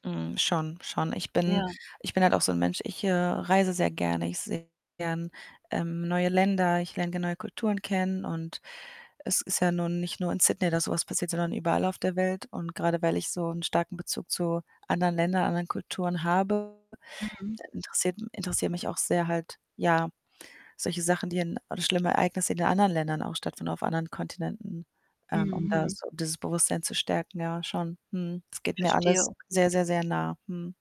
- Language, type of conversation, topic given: German, advice, Wie kann ich im Alltag besser mit überwältigender Traurigkeit umgehen?
- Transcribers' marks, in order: static; other background noise; distorted speech